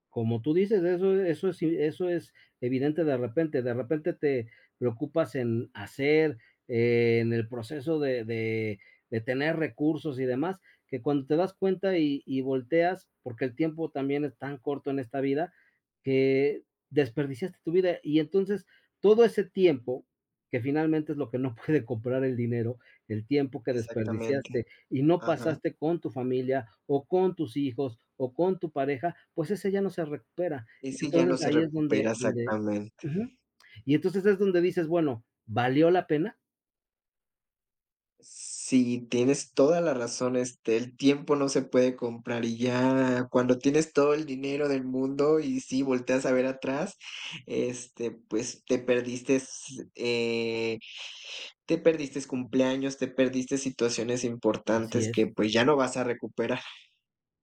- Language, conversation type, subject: Spanish, unstructured, ¿Crees que el dinero compra la felicidad?
- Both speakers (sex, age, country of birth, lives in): male, 30-34, Mexico, Mexico; male, 50-54, Mexico, Mexico
- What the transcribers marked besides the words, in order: laughing while speaking: "puede"; other background noise; teeth sucking